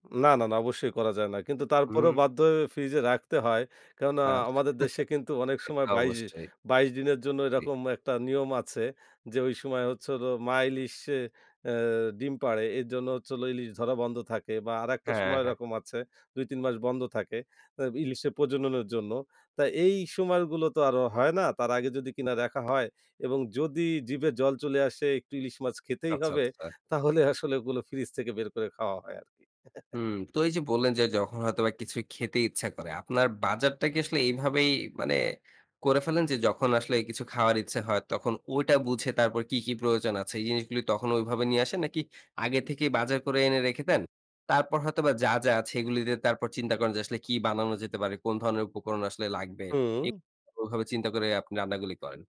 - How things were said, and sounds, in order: laughing while speaking: "না, না। সেটা অবশ্যই"; chuckle; chuckle
- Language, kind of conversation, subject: Bengali, podcast, বাজারে যাওয়ার আগে খাবারের তালিকা ও কেনাকাটার পরিকল্পনা কীভাবে করেন?